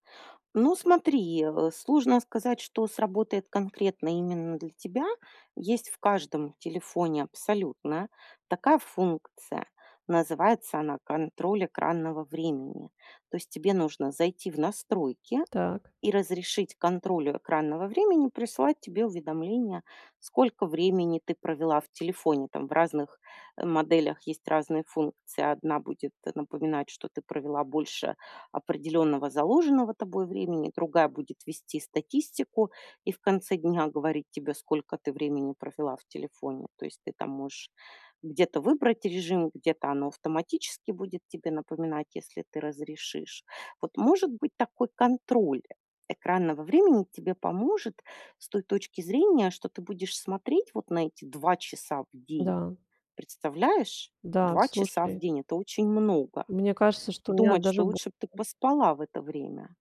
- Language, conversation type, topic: Russian, advice, Как перестать сравнивать своё материальное положение с материальным положением других людей?
- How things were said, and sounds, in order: tapping